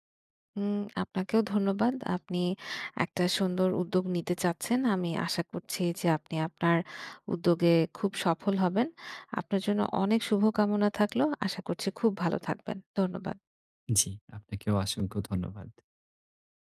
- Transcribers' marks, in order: none
- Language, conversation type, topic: Bengali, advice, চাকরি নেওয়া কি ব্যক্তিগত স্বপ্ন ও লক্ষ্য ত্যাগ করার অর্থ?